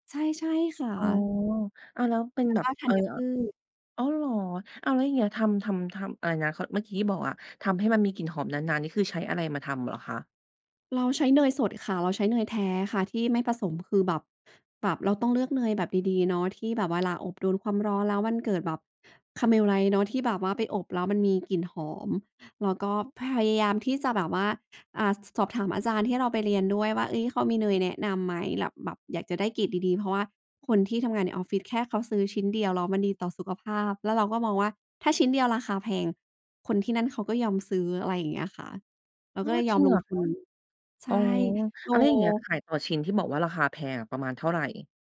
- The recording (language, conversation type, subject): Thai, podcast, มีสัญญาณอะไรบอกว่าควรเปลี่ยนอาชีพไหม?
- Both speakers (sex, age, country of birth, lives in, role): female, 30-34, Thailand, Thailand, host; female, 35-39, Thailand, Thailand, guest
- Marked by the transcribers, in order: in English: "Caramelize"